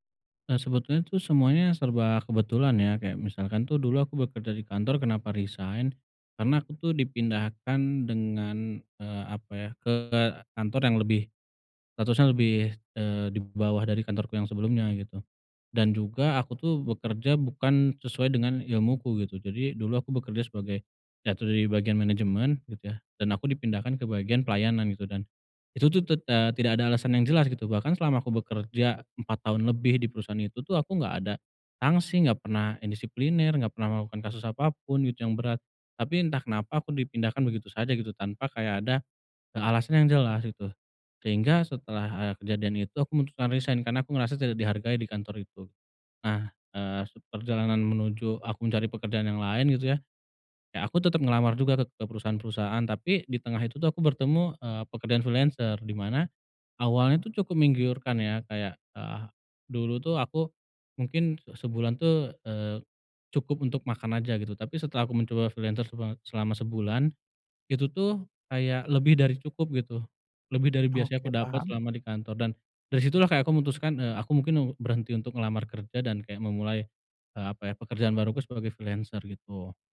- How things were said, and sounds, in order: in English: "freelancer"; in English: "freelancer"; in English: "freelancer"
- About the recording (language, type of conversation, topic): Indonesian, advice, Bagaimana cara mengatasi keraguan dan penyesalan setelah mengambil keputusan?